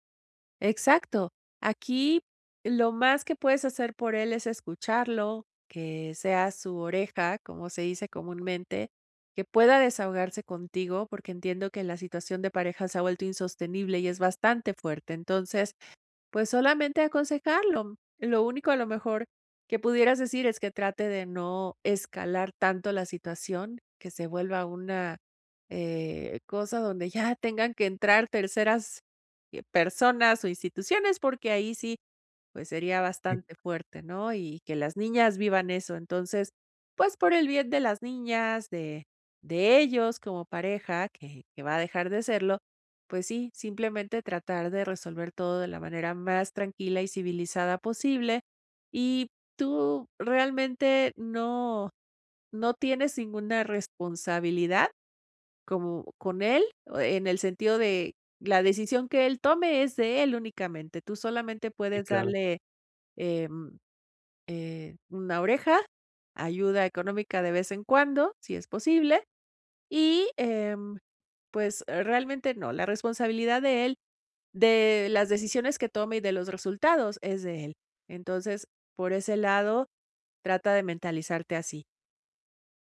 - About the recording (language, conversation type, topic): Spanish, advice, ¿Cómo puedo apoyar a alguien que está atravesando cambios importantes en su vida?
- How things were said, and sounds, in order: laughing while speaking: "ya"